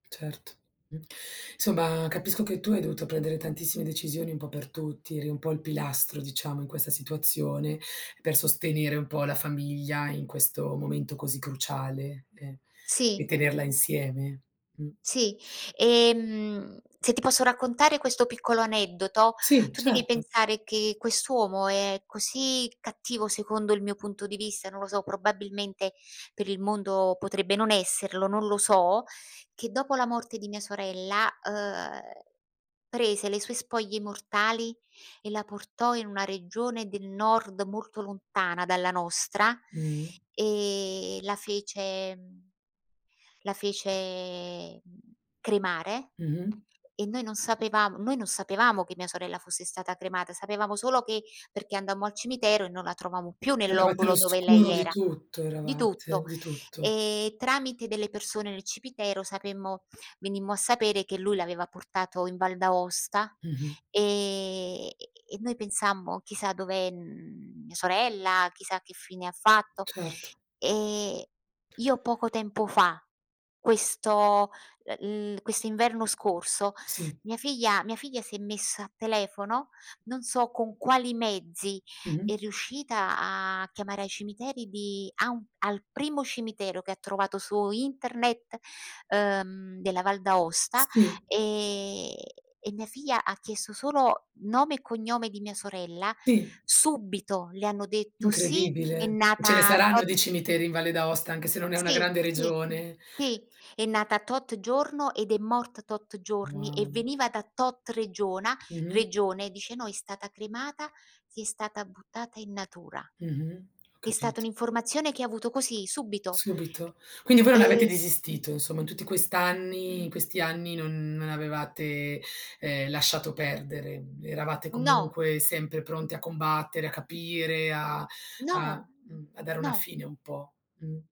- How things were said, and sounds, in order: other background noise; drawn out: "e"; drawn out: "fece"; drawn out: "E"; tapping
- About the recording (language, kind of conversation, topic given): Italian, podcast, Come si può parlare di vecchi torti senza riaccendere la rabbia?
- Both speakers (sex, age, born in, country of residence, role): female, 40-44, Italy, Spain, host; female, 55-59, Italy, Italy, guest